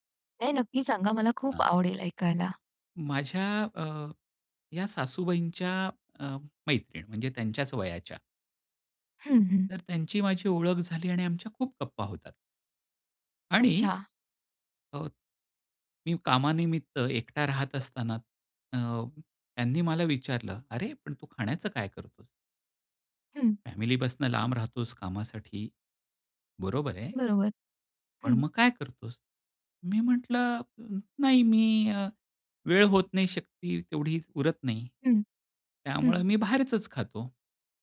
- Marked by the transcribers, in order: none
- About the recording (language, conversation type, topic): Marathi, podcast, आपण मार्गदर्शकाशी नातं कसं निर्माण करता आणि त्याचा आपल्याला कसा फायदा होतो?